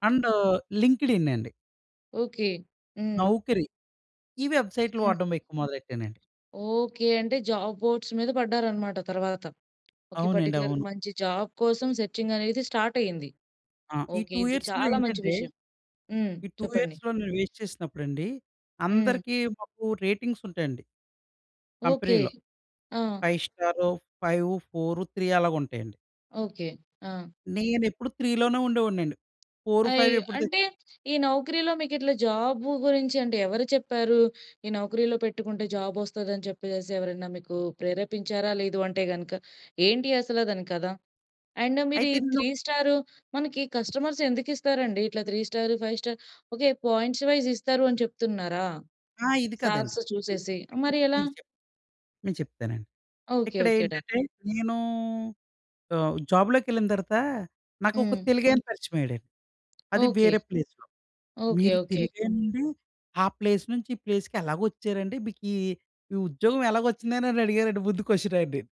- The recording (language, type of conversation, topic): Telugu, podcast, సోషియల్ మీడియా వాడుతున్నప్పుడు మరింత జాగ్రత్తగా, అవగాహనతో ఎలా ఉండాలి?
- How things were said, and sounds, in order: in English: "అండ్ లింక్డ్ ఇన్"; in English: "జాబ్ బోర్డ్స్"; in English: "పార్టిక్యులర్‌గా"; in English: "జాబ్"; in English: "సర్చింగ్"; in English: "స్టార్ట్"; in English: "టూ యియర్స్‌లో"; in English: "టూ యియర్స్‌లో"; in English: "వెయిట్"; in English: "రేటింగ్స్"; in English: "కంపెనీలో ఫైవ్"; in English: "ఫైవు ఫోరు త్రీ"; in English: "త్రీ"; in English: "ఫోరు ఫైవ్"; in Hindi: "నౌకరీలో"; in Hindi: "నౌకరీలో"; in English: "జాబ్"; in English: "అండ్"; in English: "త్రీ"; in English: "కస్టమర్స్"; in English: "త్రీ స్టార్, ఫైవ్ స్టార్?"; in English: "పాయింట్స్ వైస్"; in English: "స్టార్స్"; other background noise; in English: "డన్"; in English: "ప్లేస్‌లో"; in English: "ప్లేస్"; in English: "ప్లేస్‌కి"; in English: "క్వెషన్"